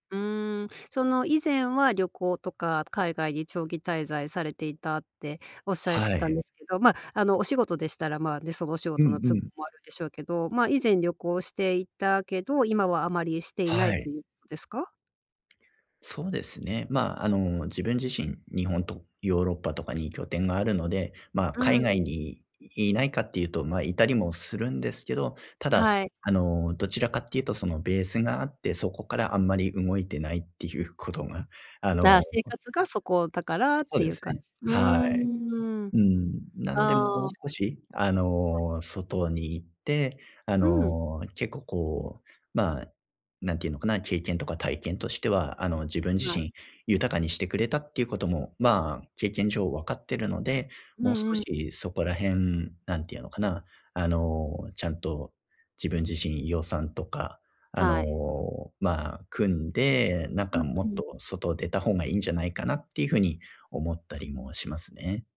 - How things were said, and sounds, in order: none
- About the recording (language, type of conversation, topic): Japanese, advice, 将来の貯蓄と今の消費のバランスをどう取ればよいですか？